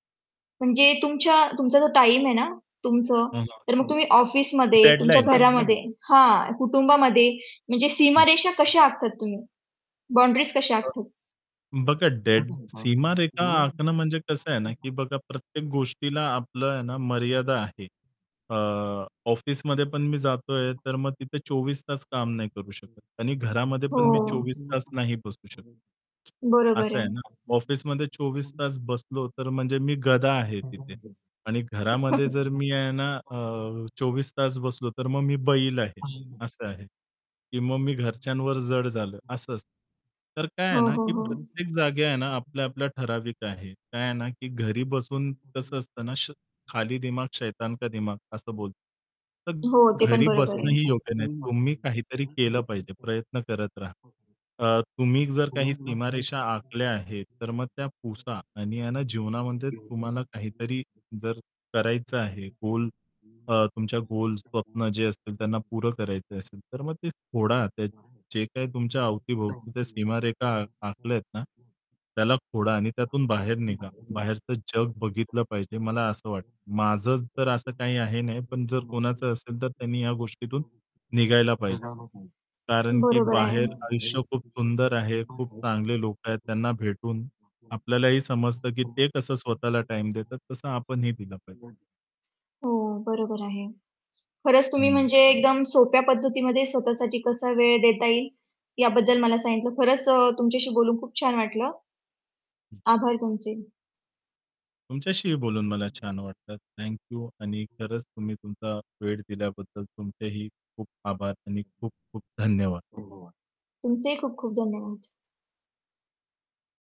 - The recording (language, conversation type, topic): Marathi, podcast, तुम्ही स्वतःसाठी थोडा वेळ कसा काढता?
- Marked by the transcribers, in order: other background noise; unintelligible speech; other noise; tapping; unintelligible speech; unintelligible speech; unintelligible speech; unintelligible speech; chuckle; unintelligible speech; unintelligible speech; unintelligible speech; in Hindi: "खाली दिमाग शैतान का दिमाग"; unintelligible speech; distorted speech; unintelligible speech; unintelligible speech; unintelligible speech; unintelligible speech; unintelligible speech